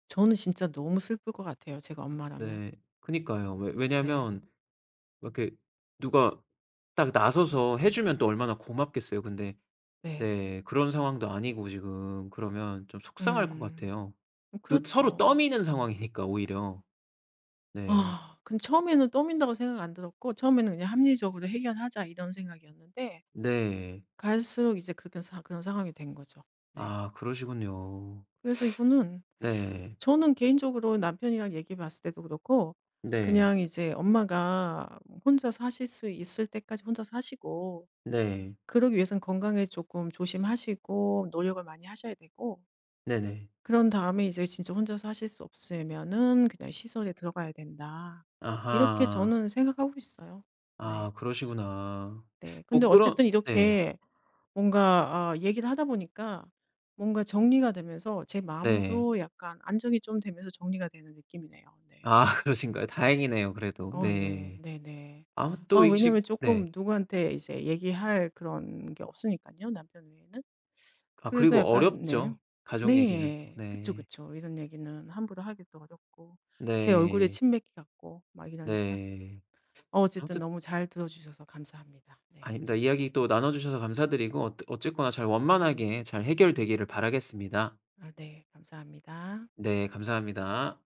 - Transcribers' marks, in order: laughing while speaking: "상황이니까"; sigh; "없으면은" said as "없세면은"; laughing while speaking: "아"
- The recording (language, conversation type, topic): Korean, advice, 노년기 부모 돌봄 책임을 둘러싼 요구와 갈등은 어떻게 해결하면 좋을까요?